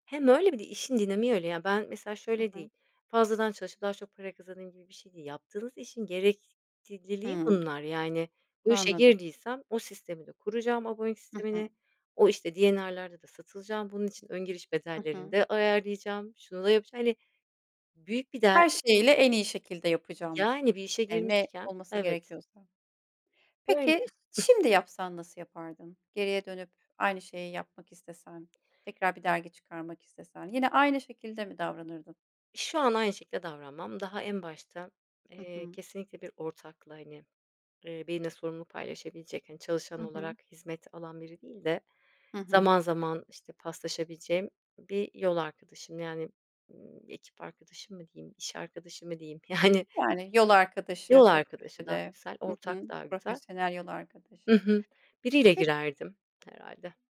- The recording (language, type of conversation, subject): Turkish, podcast, Seni en çok gururlandıran başarın neydi?
- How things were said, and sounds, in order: other background noise; tapping